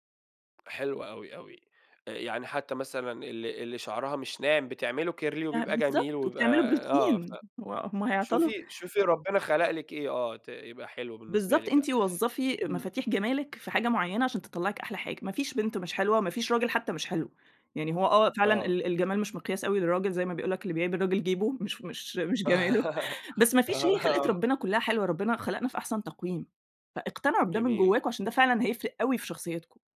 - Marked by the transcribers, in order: in English: "كيرلي"; laugh; laughing while speaking: "آه، آه"; laughing while speaking: "مش جماله"; other background noise
- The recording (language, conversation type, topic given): Arabic, podcast, إزاي تقدر تغيّر طريقة كلامك مع نفسك؟